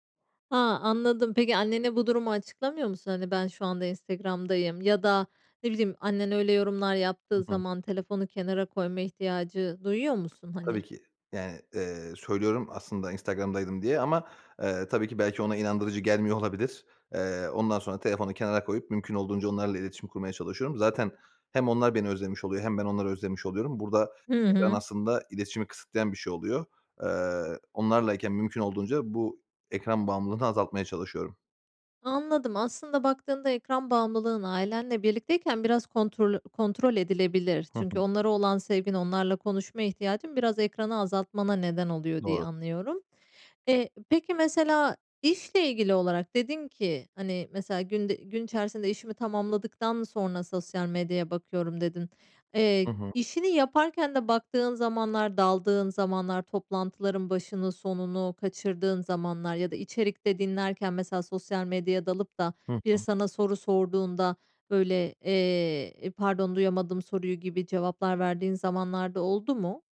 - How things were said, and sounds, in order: tapping; other background noise
- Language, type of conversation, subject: Turkish, podcast, Ekran bağımlılığıyla baş etmek için ne yaparsın?